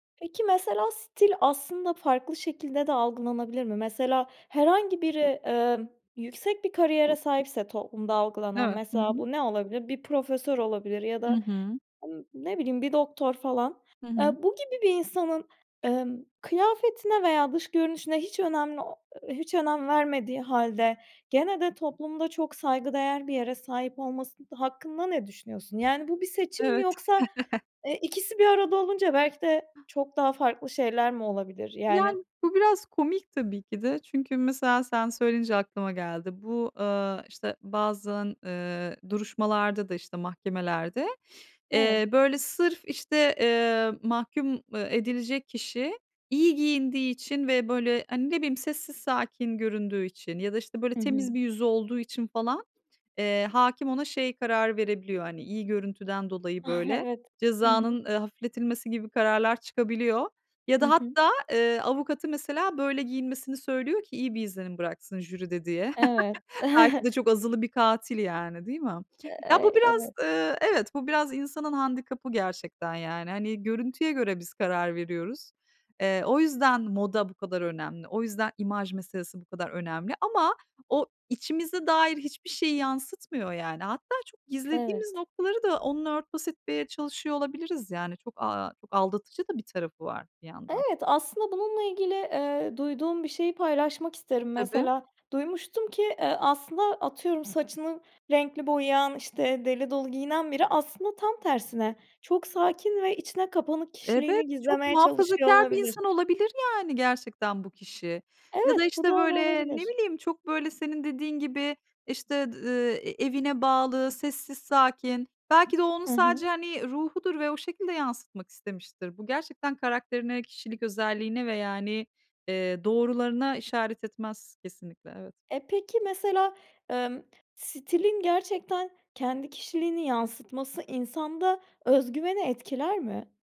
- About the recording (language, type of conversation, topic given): Turkish, podcast, Kendi stilini geliştirmek isteyen birine vereceğin ilk ve en önemli tavsiye nedir?
- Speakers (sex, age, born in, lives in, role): female, 30-34, Turkey, Portugal, host; female, 40-44, Turkey, Netherlands, guest
- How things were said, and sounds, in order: tapping; chuckle; other background noise; chuckle; giggle; other noise